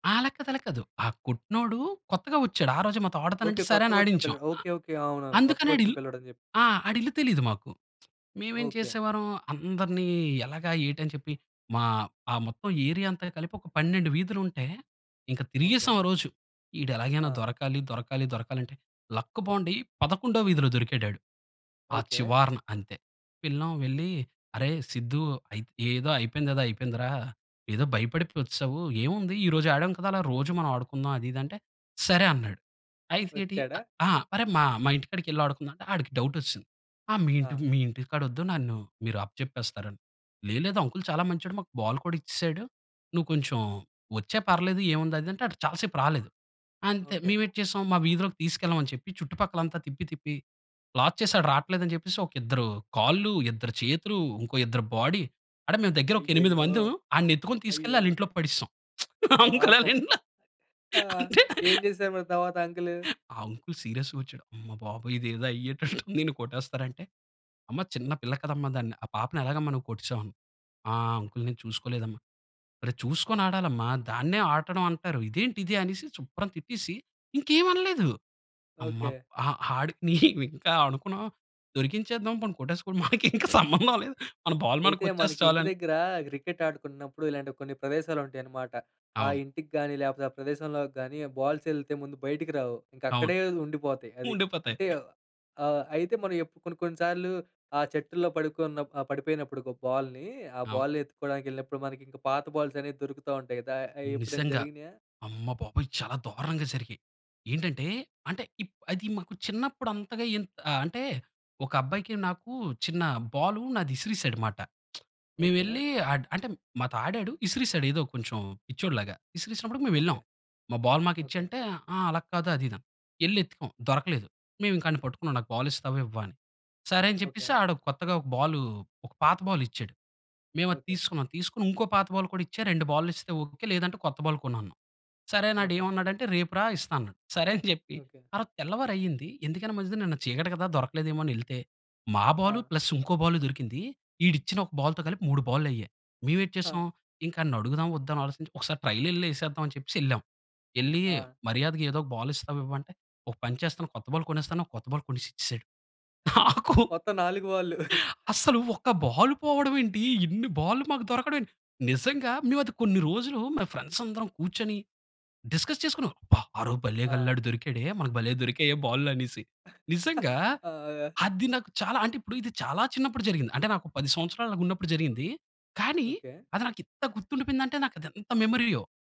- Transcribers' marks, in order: lip smack; in English: "లక్క్"; in English: "డౌట్"; in English: "అంకుల్"; in English: "లాక్"; in English: "బాడీ"; giggle; lip smack; laughing while speaking: "అంకుల్ ఆళ్ళ ఇంట్లో. అంతె"; in English: "అంకుల్"; in English: "అంకుల్?"; chuckle; in English: "అంకుల్, సీరియస్‌గా"; laughing while speaking: "అయ్యేటట్టు ఉంది"; in English: "అంకుల్"; "ఆడడం" said as "ఆటడం"; stressed: "ఇంకేమి"; chuckle; laughing while speaking: "మనకి ఇంకా సంబంధం లేదు"; in English: "బాల్స్"; in English: "బాల్స్"; stressed: "నిజంగా!"; stressed: "దారుణంగా"; lip smack; in English: "ప్లస్"; in English: "ట్రైల్"; laughing while speaking: "మొత్తం నాలుగు బాళ్ళు"; laughing while speaking: "నాకూ"; in English: "ఫ్రెండ్స్"; in English: "డిస్కస్"; chuckle; stressed: "ఇంత"; in English: "మెమరీయో!"
- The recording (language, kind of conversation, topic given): Telugu, podcast, వీధిలో ఆడే ఆటల గురించి నీకు ఏదైనా మధురమైన జ్ఞాపకం ఉందా?